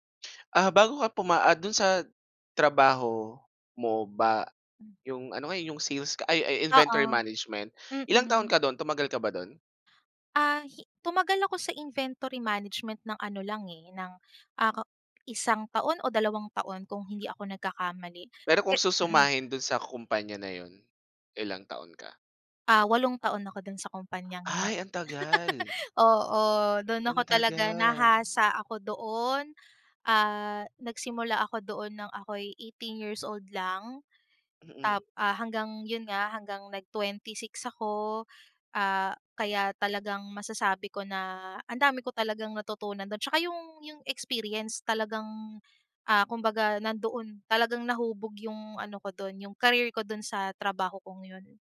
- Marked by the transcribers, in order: in English: "inventory management"; in English: "inventory management"; laugh
- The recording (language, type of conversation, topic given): Filipino, podcast, Paano mo malalaman kung panahon na para umalis sa trabaho?
- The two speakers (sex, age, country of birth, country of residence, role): female, 30-34, Philippines, Philippines, guest; male, 25-29, Philippines, Philippines, host